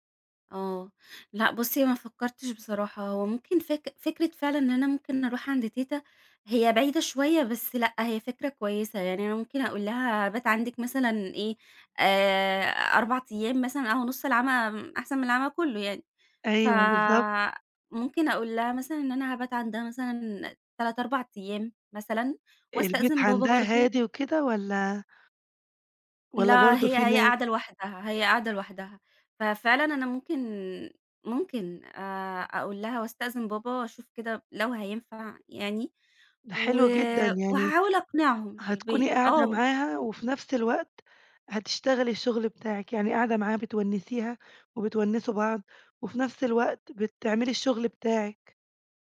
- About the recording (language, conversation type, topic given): Arabic, advice, إزاي المقاطعات الكتير في الشغل بتأثر على تركيزي وبتضيع وقتي؟
- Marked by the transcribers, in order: tapping